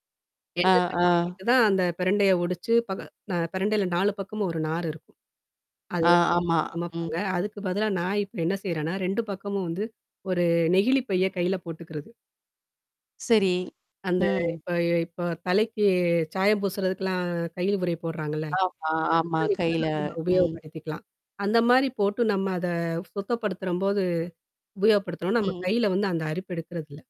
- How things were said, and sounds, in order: distorted speech; mechanical hum; static; unintelligible speech; other background noise; tapping
- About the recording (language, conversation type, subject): Tamil, podcast, மரபு உணவுகள் உங்கள் வாழ்க்கையில் எந்த இடத்தைப் பெற்றுள்ளன?